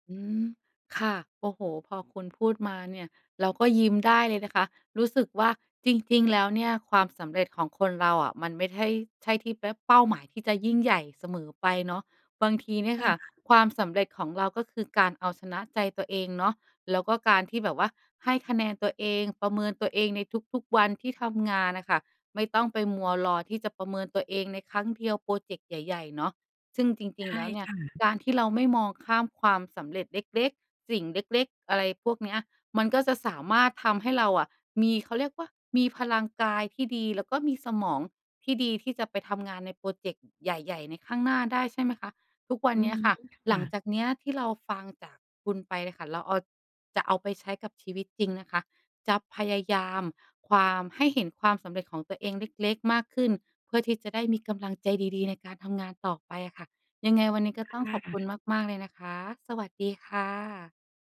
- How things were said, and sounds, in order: other background noise; other noise
- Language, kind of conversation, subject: Thai, advice, ทำอย่างไรถึงจะไม่มองข้ามความสำเร็จเล็ก ๆ และไม่รู้สึกท้อกับเป้าหมายของตัวเอง?